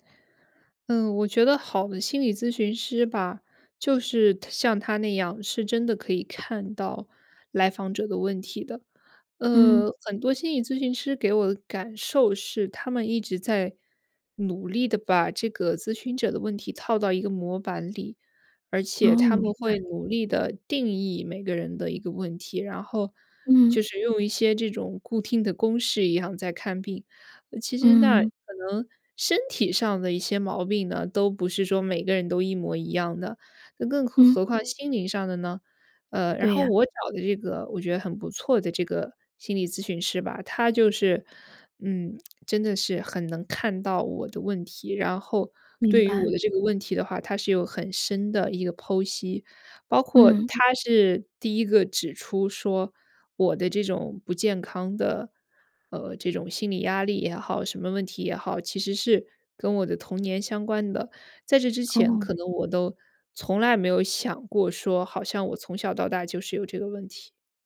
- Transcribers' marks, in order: tongue click
- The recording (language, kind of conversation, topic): Chinese, podcast, 你怎么看待寻求专业帮助？